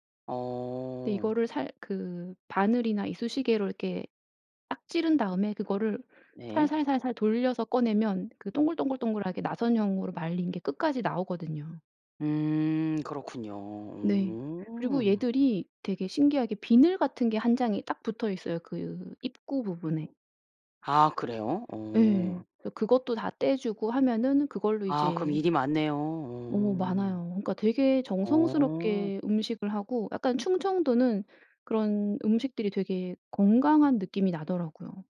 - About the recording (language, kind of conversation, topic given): Korean, podcast, 지역마다 잔치 음식이 어떻게 다른지 느껴본 적이 있나요?
- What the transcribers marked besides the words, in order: none